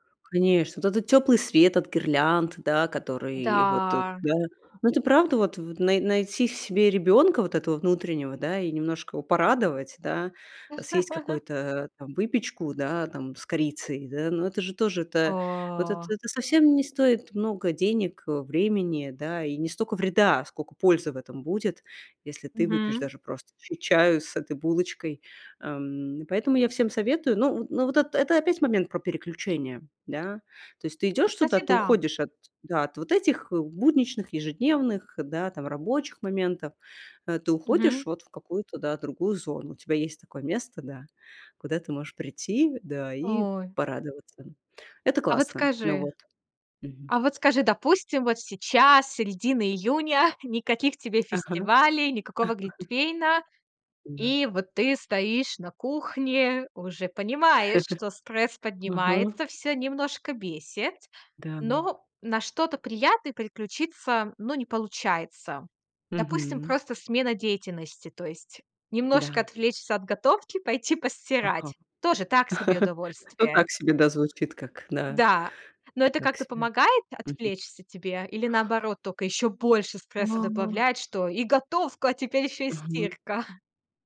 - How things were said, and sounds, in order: tapping; laugh; drawn out: "О"; laughing while speaking: "июня"; laugh; laugh; laugh; drawn out: "А"; laughing while speaking: "стирка?"
- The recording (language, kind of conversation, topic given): Russian, podcast, Что вы делаете, чтобы снять стресс за 5–10 минут?